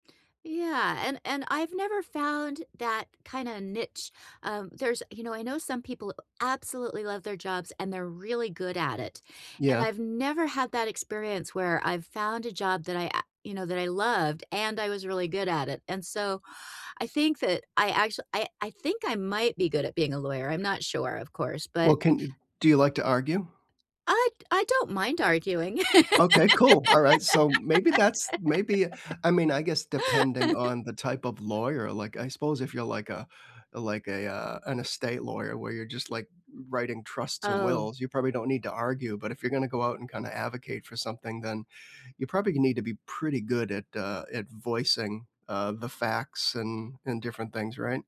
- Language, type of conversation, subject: English, unstructured, If you could try any new career, what would it be?
- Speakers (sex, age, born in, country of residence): female, 60-64, United States, United States; male, 60-64, United States, United States
- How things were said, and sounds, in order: tapping; laugh; chuckle